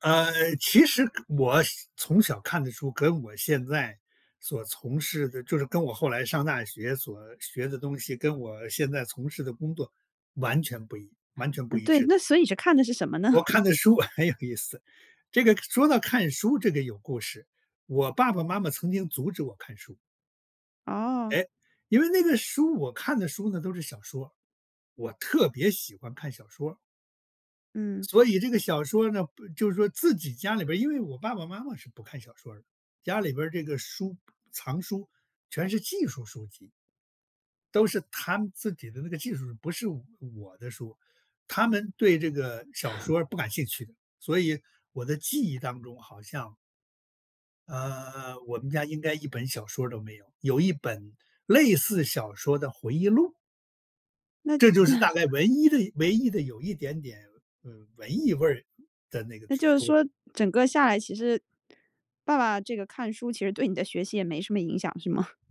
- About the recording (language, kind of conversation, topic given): Chinese, podcast, 家人对你的学习有哪些影响？
- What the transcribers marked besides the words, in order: other background noise; chuckle; laughing while speaking: "很有意思"; sigh; laughing while speaking: "那"; laughing while speaking: "吗？"